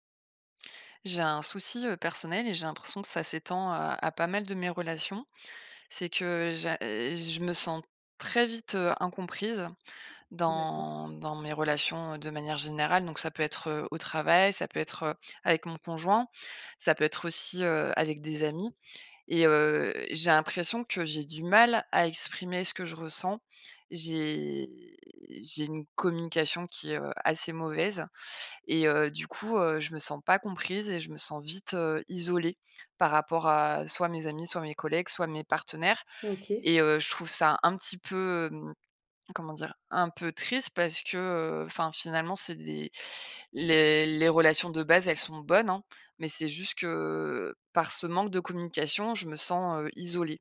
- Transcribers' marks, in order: drawn out: "J'ai"
- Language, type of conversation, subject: French, advice, Comment décrire mon manque de communication et mon sentiment d’incompréhension ?